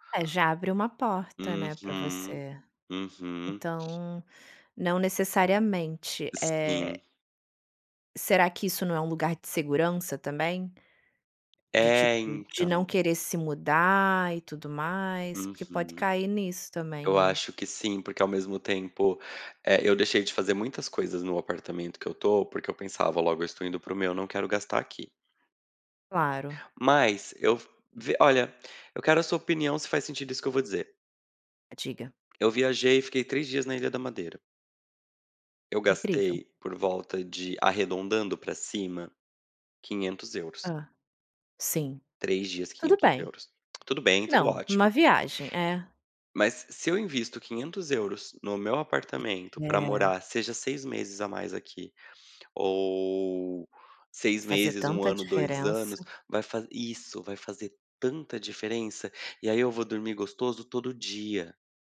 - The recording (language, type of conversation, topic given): Portuguese, advice, Devo comprar uma casa própria ou continuar morando de aluguel?
- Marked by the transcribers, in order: tapping